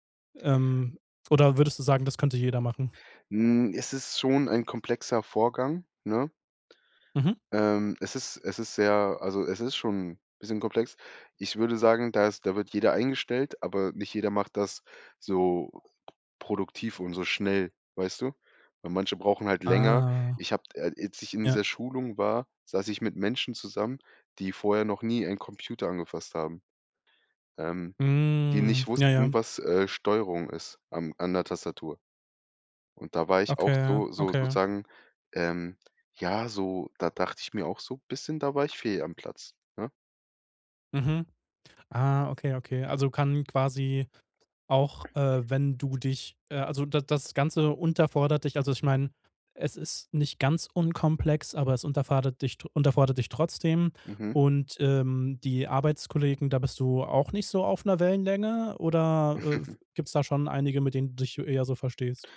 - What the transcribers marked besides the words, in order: drawn out: "Ah"; drawn out: "Mhm"; giggle
- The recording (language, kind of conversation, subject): German, podcast, Was macht einen Job für dich sinnvoll?